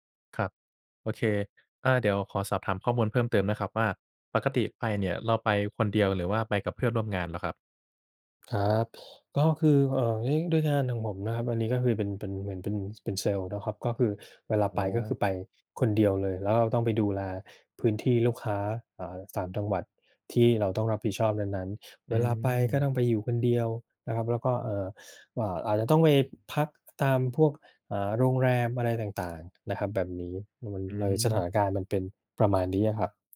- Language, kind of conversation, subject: Thai, advice, คุณปรับตัวอย่างไรหลังย้ายบ้านหรือย้ายไปอยู่เมืองไกลจากบ้าน?
- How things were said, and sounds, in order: none